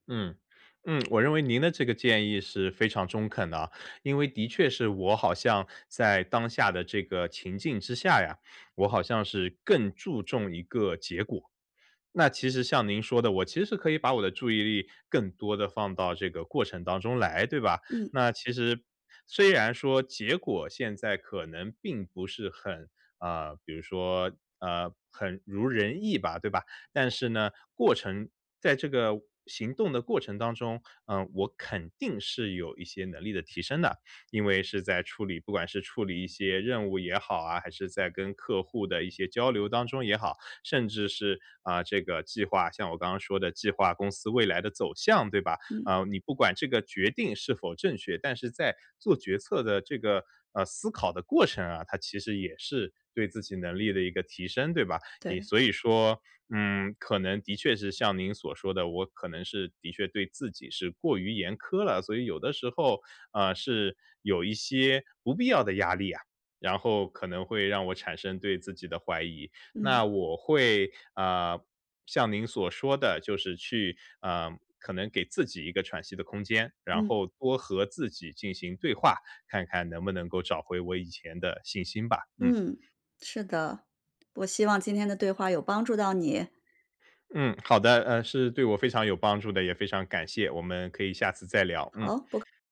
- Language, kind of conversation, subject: Chinese, advice, 如何建立自我信任與韌性？
- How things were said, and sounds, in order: none